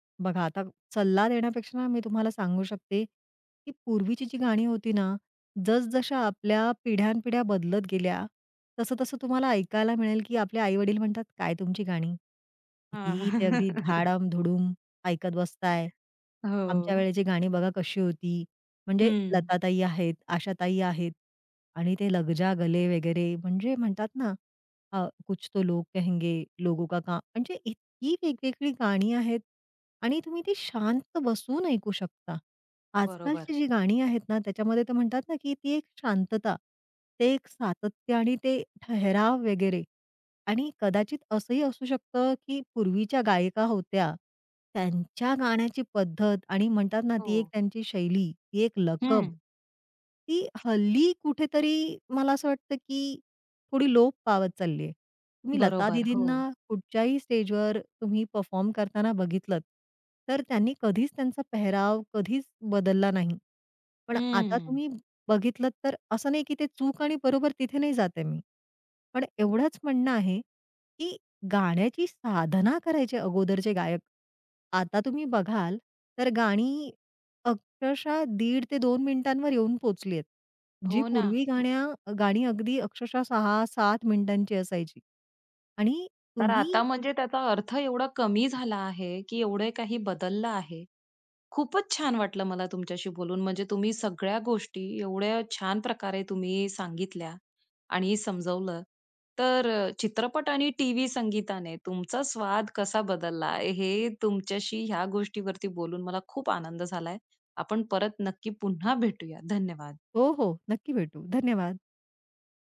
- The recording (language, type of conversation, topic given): Marathi, podcast, चित्रपट आणि टीव्हीच्या संगीतामुळे तुझ्या संगीत-आवडीत काय बदल झाला?
- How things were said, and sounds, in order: laughing while speaking: "हां"; laugh; tapping; in Hindi: "लगजा गले"; in Hindi: "कुछ तो लोग कहेंगे लोगों का काम"; other noise